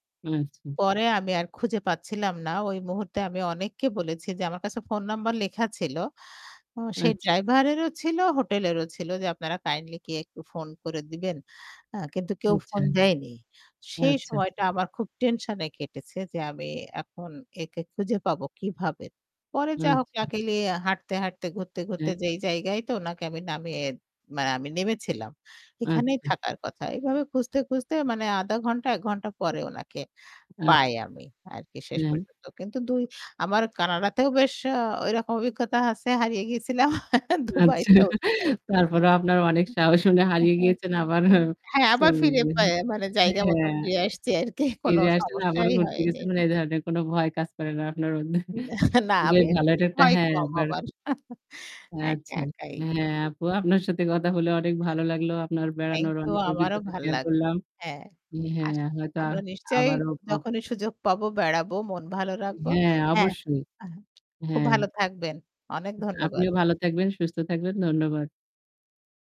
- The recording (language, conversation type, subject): Bengali, unstructured, কোন ধরনের ভ্রমণে আপনি সবচেয়ে বেশি আনন্দ পান?
- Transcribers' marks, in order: static; laughing while speaking: "আচ্ছা"; chuckle; laughing while speaking: "দুবাইতেও তাই"; unintelligible speech; unintelligible speech; chuckle; unintelligible speech